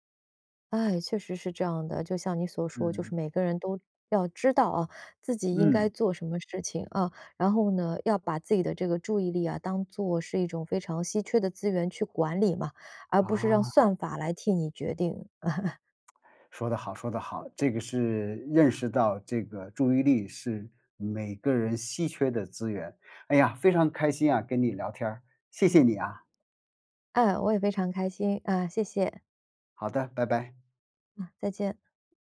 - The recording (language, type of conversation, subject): Chinese, podcast, 你怎么看短视频对注意力的影响？
- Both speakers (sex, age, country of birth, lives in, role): female, 45-49, China, United States, guest; male, 55-59, China, United States, host
- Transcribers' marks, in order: chuckle; lip smack